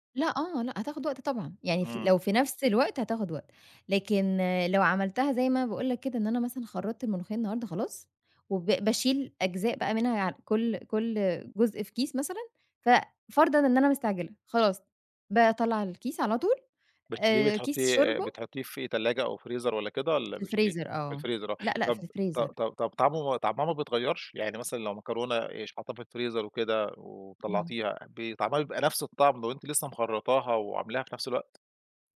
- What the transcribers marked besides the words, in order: none
- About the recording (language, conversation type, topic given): Arabic, podcast, إزاي بتجهّز وجبة بسيطة بسرعة لما تكون مستعجل؟